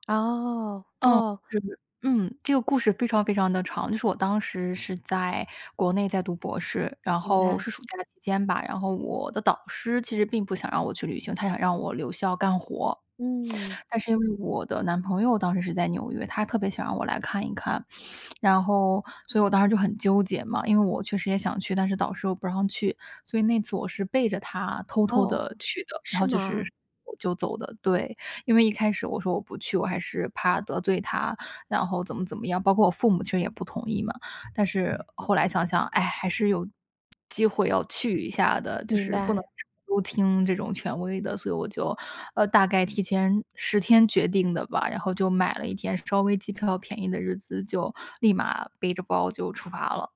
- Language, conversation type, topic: Chinese, podcast, 有哪次旅行让你重新看待人生？
- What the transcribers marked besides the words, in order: teeth sucking